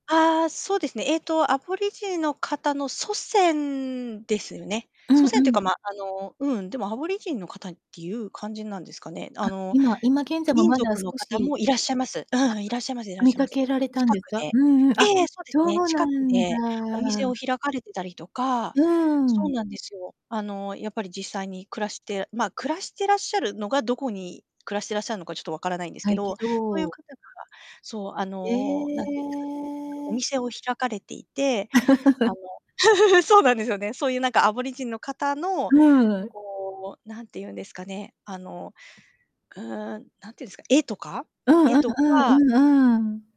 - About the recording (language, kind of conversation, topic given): Japanese, unstructured, 旅先で最も感動した体験は何ですか？
- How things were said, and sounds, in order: tapping; distorted speech; drawn out: "ええ"; unintelligible speech; chuckle; laugh